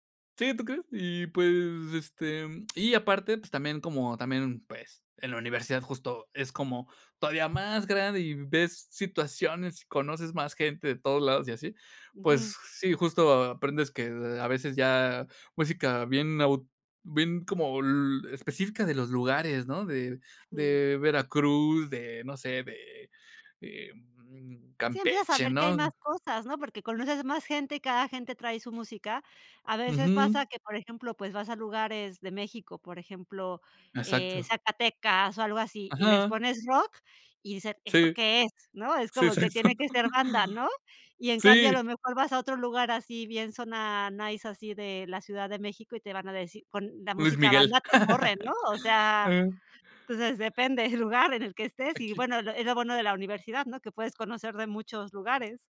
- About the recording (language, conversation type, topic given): Spanish, podcast, ¿Cómo ha cambiado tu gusto musical con los años?
- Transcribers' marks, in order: other background noise; laughing while speaking: "Sí"; unintelligible speech; in English: "nice"; laugh